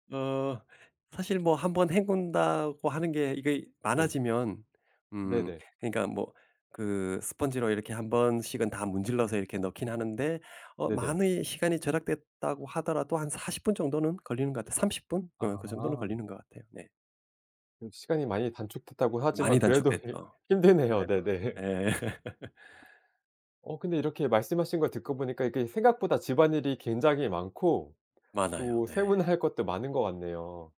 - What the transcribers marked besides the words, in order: other background noise; laughing while speaking: "예"; laugh; "서운" said as "세운"
- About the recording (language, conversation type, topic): Korean, podcast, 집안일 분담은 보통 어떻게 정하시나요?